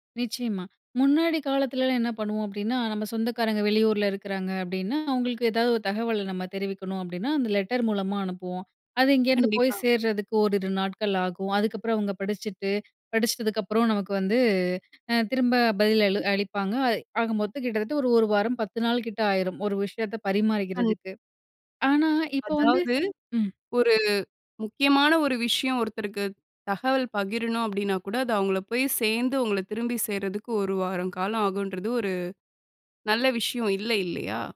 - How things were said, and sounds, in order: other noise
- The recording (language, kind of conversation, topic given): Tamil, podcast, சமூக ஊடகங்கள் உறவுகளை எவ்வாறு மாற்றி இருக்கின்றன?